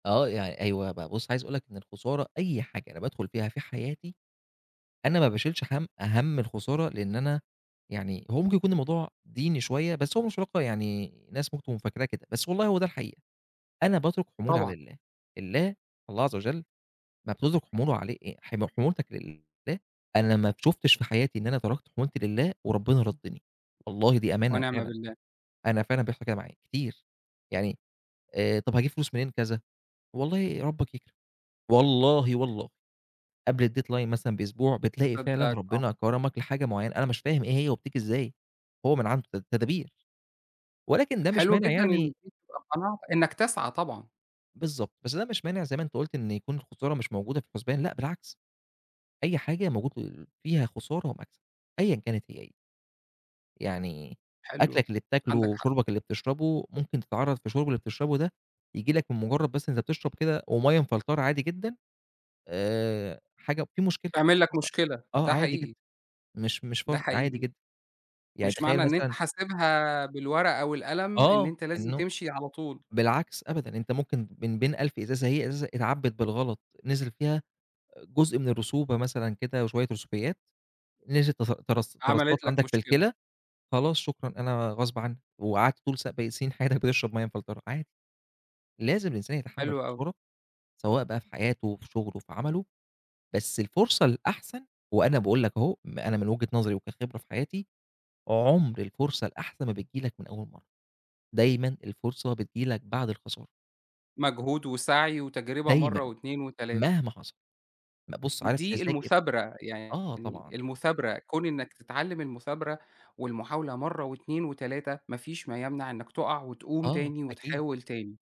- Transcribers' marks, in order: in English: "الdeadline"
- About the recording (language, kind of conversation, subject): Arabic, podcast, ممكن تحكيلنا عن خسارة حصلت لك واتحوّلت لفرصة مفاجئة؟